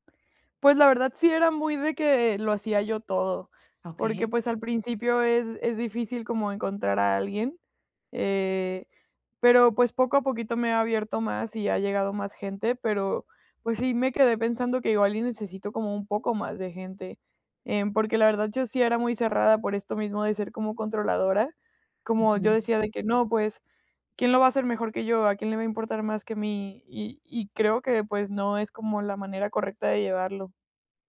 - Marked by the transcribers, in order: none
- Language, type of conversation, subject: Spanish, advice, ¿Por qué sigo repitiendo un patrón de autocrítica por cosas pequeñas?